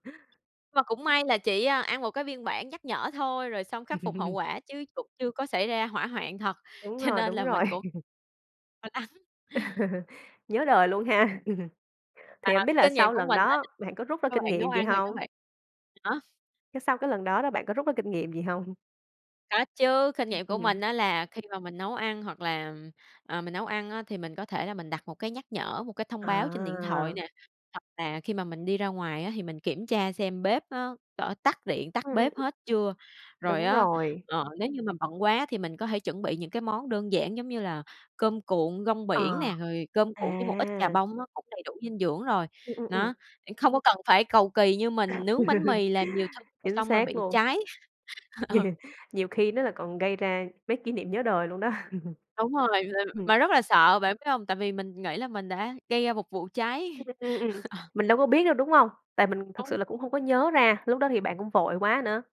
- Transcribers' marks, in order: tapping; chuckle; laughing while speaking: "cho"; chuckle; laughing while speaking: "lắng"; chuckle; laughing while speaking: "gì hông?"; other background noise; chuckle; laughing while speaking: "Ờ"; laughing while speaking: "luôn đó"; chuckle; chuckle; laughing while speaking: "Ờ"; unintelligible speech
- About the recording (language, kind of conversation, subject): Vietnamese, podcast, Bạn thường ăn sáng như thế nào vào những buổi sáng bận rộn?